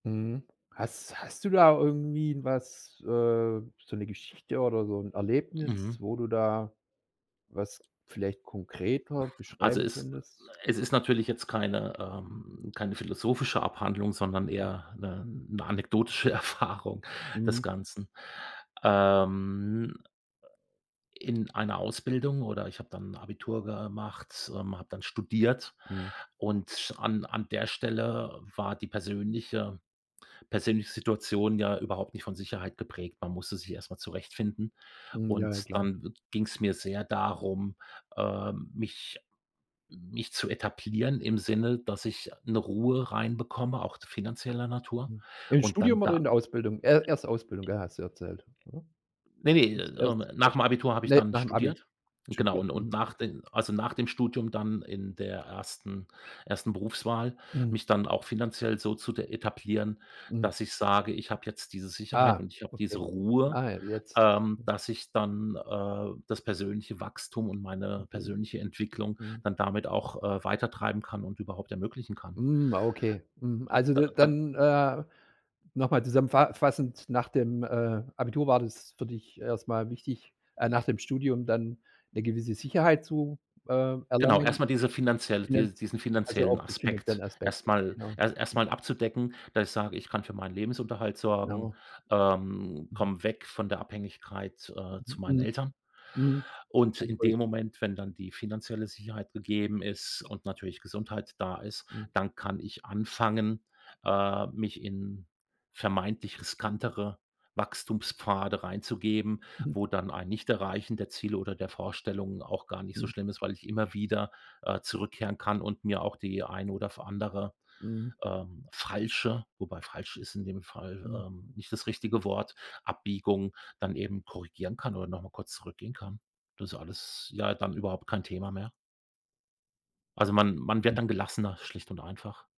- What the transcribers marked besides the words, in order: tapping; other background noise; drawn out: "ähm"; unintelligible speech
- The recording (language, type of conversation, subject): German, podcast, Was ist dir wichtiger: Sicherheit oder persönliches Wachstum?